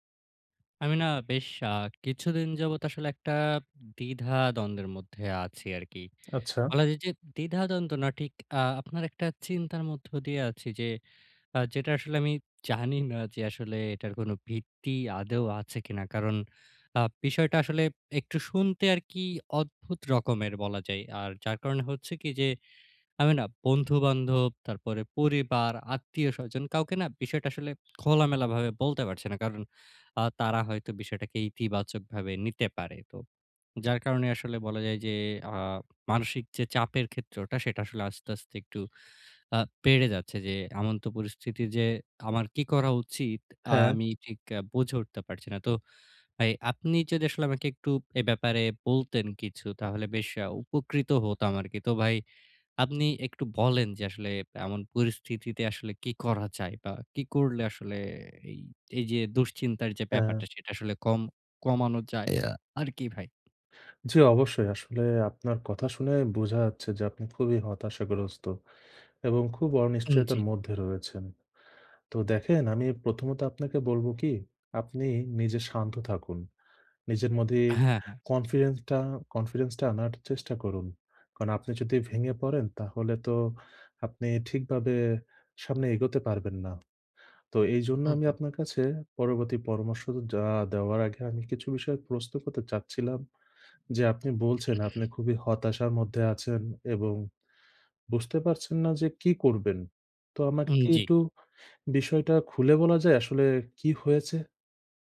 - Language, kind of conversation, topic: Bengali, advice, অনিশ্চয়তা মেনে নিয়ে কীভাবে শান্ত থাকা যায় এবং উদ্বেগ কমানো যায়?
- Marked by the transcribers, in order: tapping; horn; "এমন" said as "আমন্ত"; other noise; in English: "confidence"; in English: "confidence"; throat clearing; "একটু" said as "এটু"